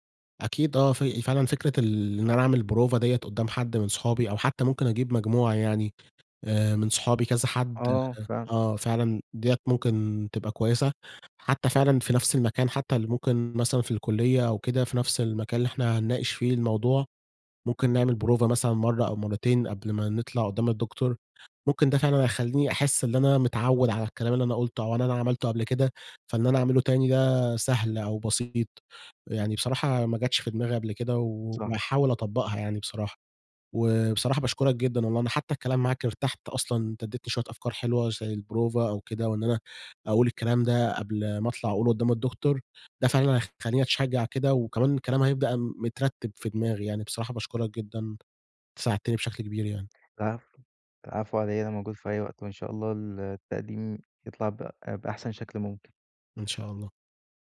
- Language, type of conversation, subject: Arabic, advice, إزاي أتغلب على الخوف من الكلام قدام الناس في اجتماع أو قدام جمهور؟
- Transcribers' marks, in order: none